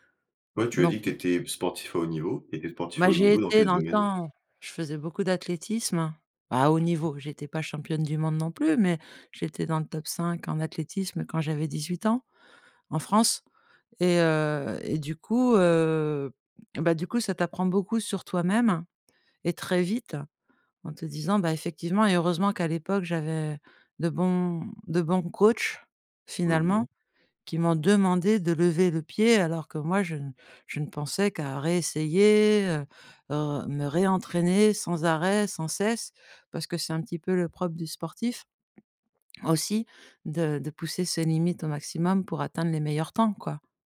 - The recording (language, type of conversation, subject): French, podcast, Comment poses-tu des limites pour éviter l’épuisement ?
- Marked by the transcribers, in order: other background noise